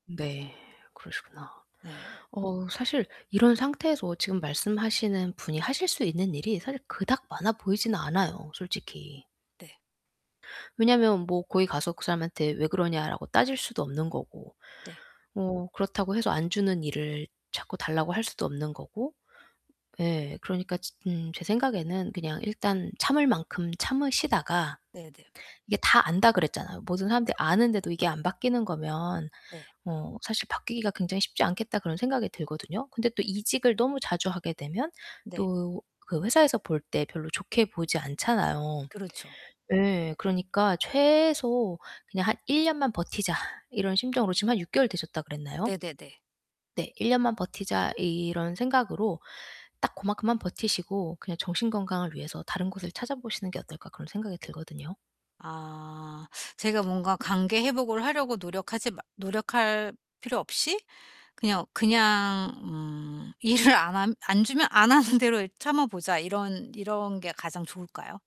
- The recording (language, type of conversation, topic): Korean, advice, 실수로 손상된 직장 내 관계를 어떻게 회복할 수 있을까요?
- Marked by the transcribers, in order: tapping; other background noise; distorted speech; laughing while speaking: "일을"; laughing while speaking: "하는"